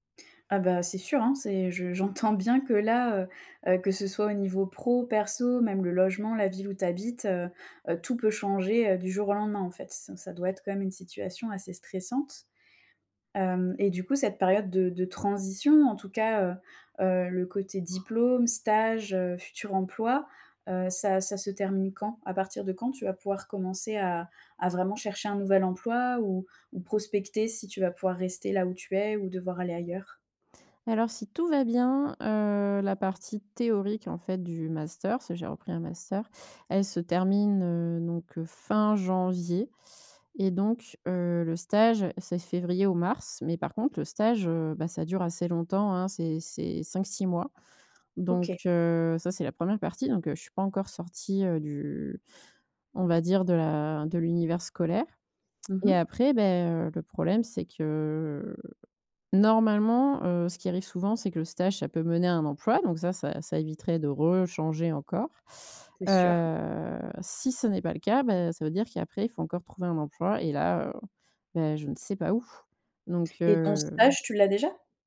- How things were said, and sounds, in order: other background noise; stressed: "rechanger"; drawn out: "heu"
- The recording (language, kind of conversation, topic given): French, advice, Comment accepter et gérer l’incertitude dans ma vie alors que tout change si vite ?